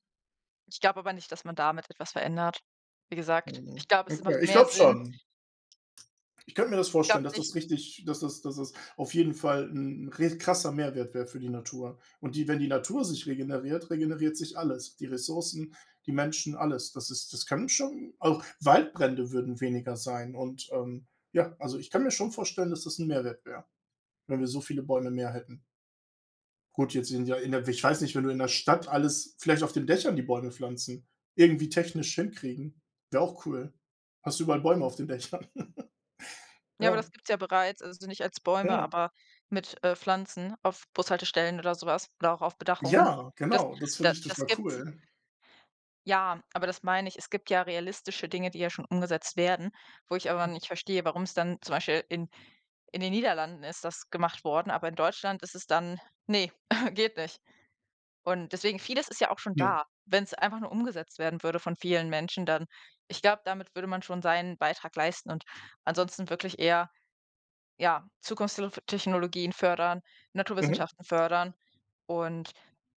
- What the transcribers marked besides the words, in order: other background noise; laughing while speaking: "Dächern"; chuckle; snort
- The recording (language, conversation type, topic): German, unstructured, Was hältst du von den aktuellen Maßnahmen gegen den Klimawandel?